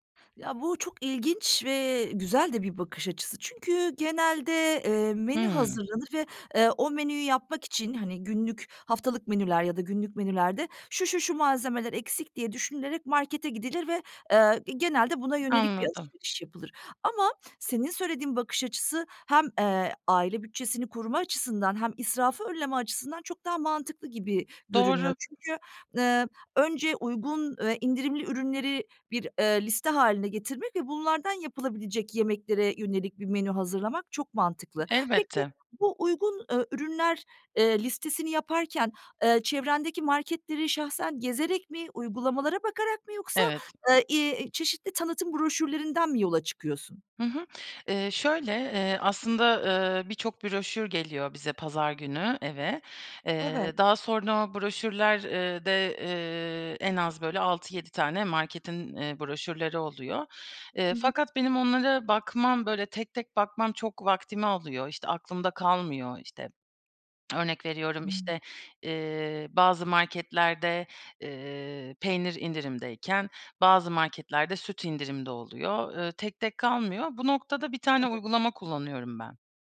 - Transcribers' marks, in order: tapping
- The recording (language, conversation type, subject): Turkish, podcast, Haftalık yemek planını nasıl hazırlıyorsun?